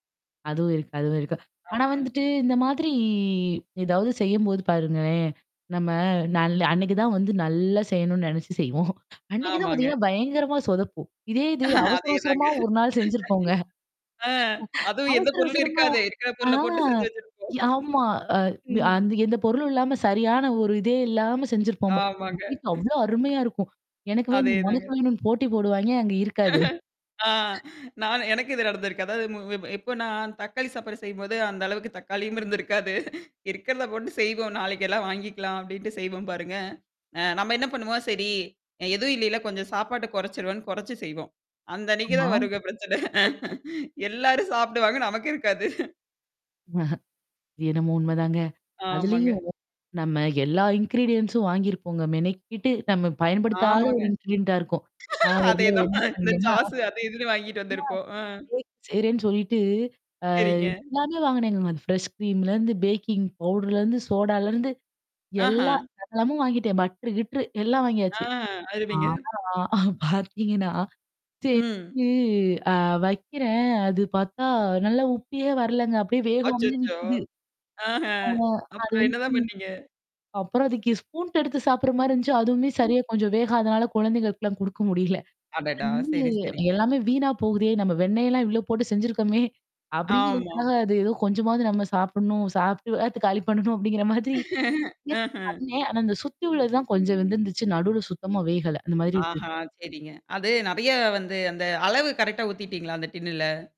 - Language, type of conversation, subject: Tamil, podcast, வீட்டில் சமைக்கும் உணவின் சுவை ‘வீடு’ என்ற உணர்வை எப்படி வரையறுக்கிறது?
- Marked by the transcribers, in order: static; distorted speech; drawn out: "மாதிரி"; tapping; mechanical hum; other background noise; laughing while speaking: "செய்வோம்"; laughing while speaking: "அதேதாங்க. ஆ, அதுவும் எந்த பொருளும் இருக்காதே. இருக்கிற பொருள போட்டு செஞ்சு வச்சிருப்போம்"; laughing while speaking: "செஞ்சிருப்போங்க"; laugh; laughing while speaking: "ஆமாங்க"; chuckle; laughing while speaking: "நான் எனக்கு இது நடந்திருக்கு"; other noise; laughing while speaking: "தக்காளியும் இருந்திருக்காது"; laughing while speaking: "எல்லாரும் சாப்டுவாங்க. நமக்கு இருக்காது"; in English: "இன்கிரீடியன்ஸும்"; in English: "இன்கிரியன்ட்டா"; laughing while speaking: "அதேதான். இந்த சாஸ்ஸு அது இதுன்னு வாங்கிட்டு வந்திருப்போம். அ"; in English: "கேக்"; in English: "ஃப்ரெஷ் ஸ்க்ரீம்லேருந்து பேக்கிங் பவுடர்லிருந்து"; in English: "பட்டரு"; chuckle; drawn out: "ஆ"; sad: "நல்லா உப்பியே வரலங்க. அப்படியே வேகாமலே நிக்குது"; in English: "ஸ்பூண்ட்"; "ஸ்பூன்" said as "ஸ்பூண்ட்"; laughing while speaking: "அப்புறம் என்னதான் பண்ணீங்க?"; laughing while speaking: "காலி பண்ணணும் அப்டிங்கிற மாதிரி"; chuckle; in English: "டின்னுல?"